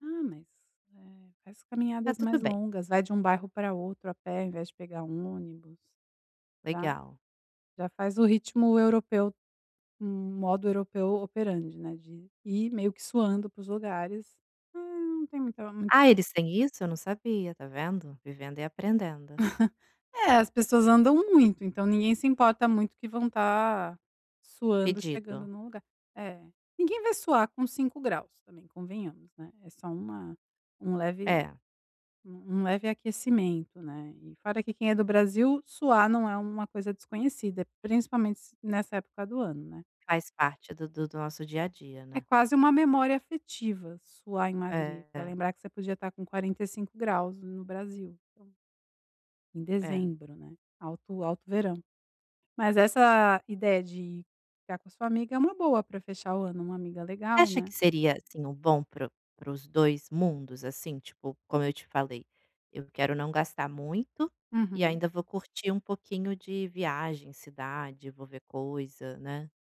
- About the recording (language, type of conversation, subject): Portuguese, advice, Como aproveitar as férias mesmo com pouco tempo disponível?
- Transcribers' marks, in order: chuckle